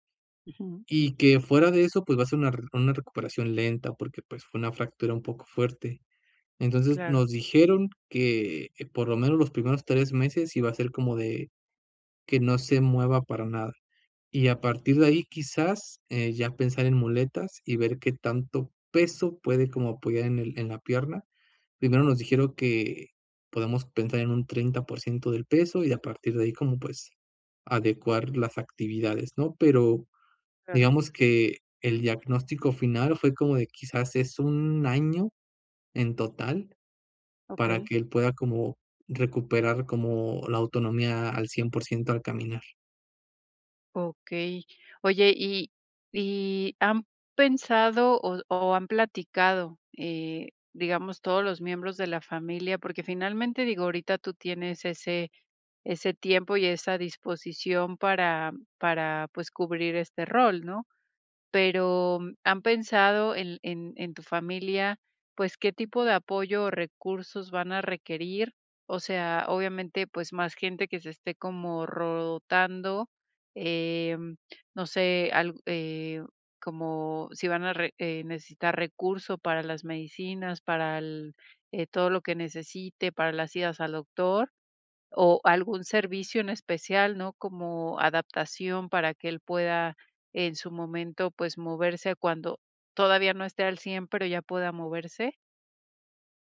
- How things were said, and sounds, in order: other background noise
- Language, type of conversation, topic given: Spanish, advice, ¿Cómo puedo organizarme para cuidar de un familiar mayor o enfermo de forma repentina?